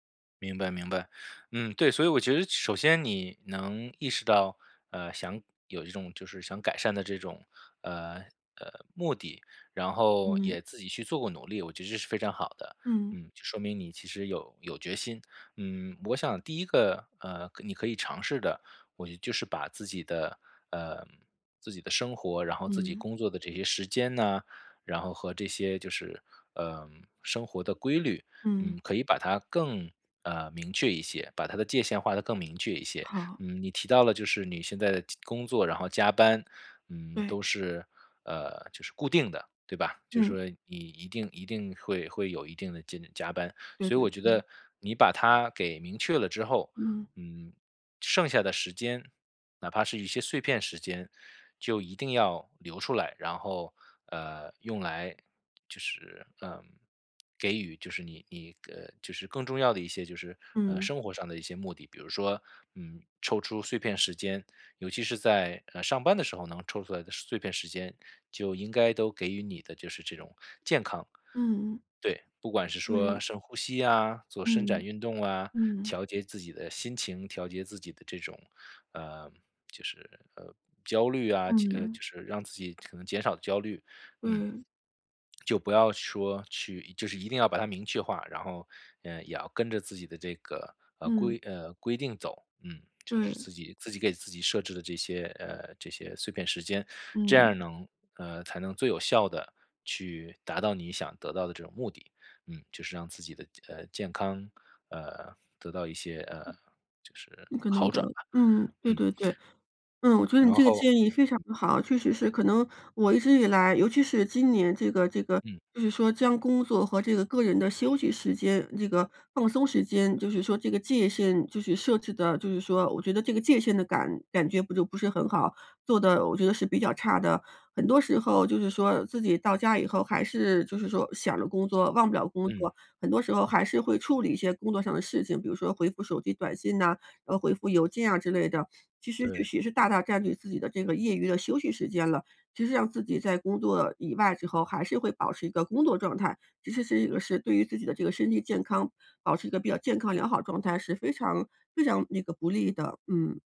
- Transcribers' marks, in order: other background noise
- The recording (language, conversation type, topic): Chinese, advice, 在家休息时难以放松身心